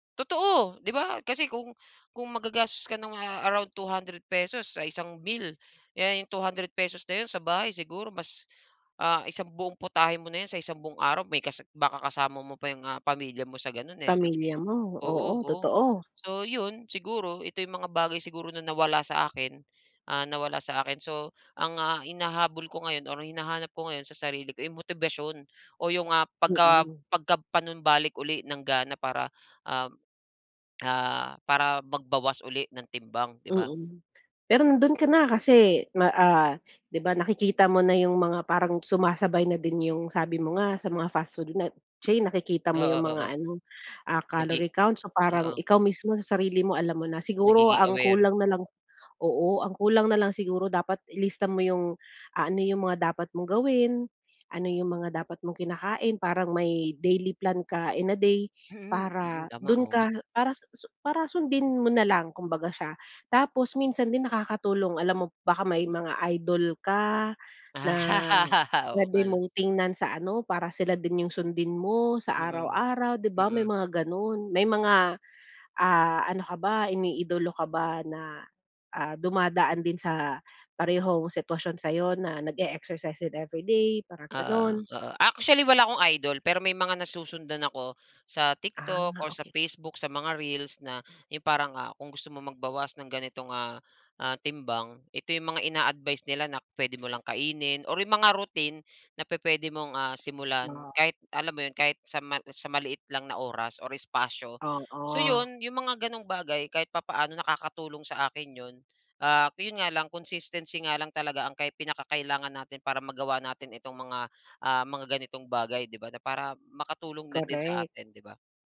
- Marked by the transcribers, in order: laugh
- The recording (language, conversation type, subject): Filipino, advice, Paano ako makakapagbawas ng timbang kung nawawalan ako ng gana at motibasyon?